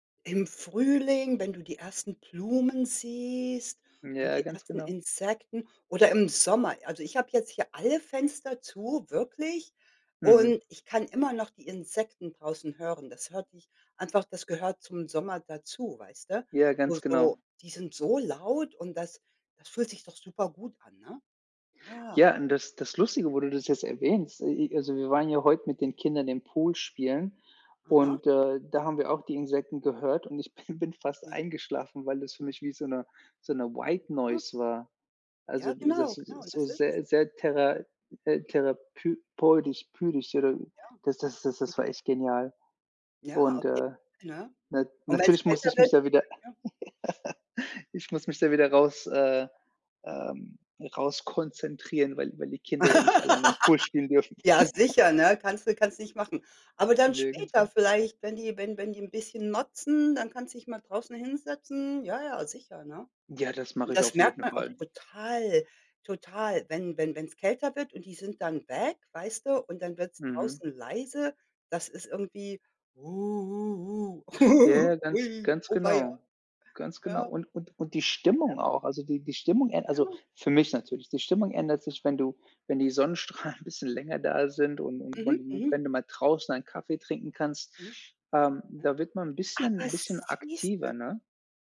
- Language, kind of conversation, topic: German, unstructured, Welche Jahreszeit magst du am liebsten und warum?
- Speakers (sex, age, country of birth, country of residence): female, 55-59, Germany, United States; male, 40-44, Germany, United States
- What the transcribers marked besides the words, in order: laughing while speaking: "bin"; other background noise; in English: "White Noise"; chuckle; laugh; chuckle; put-on voice: "Uhuhu, ui"; laugh; laughing while speaking: "Sonnenstrahlen"; tapping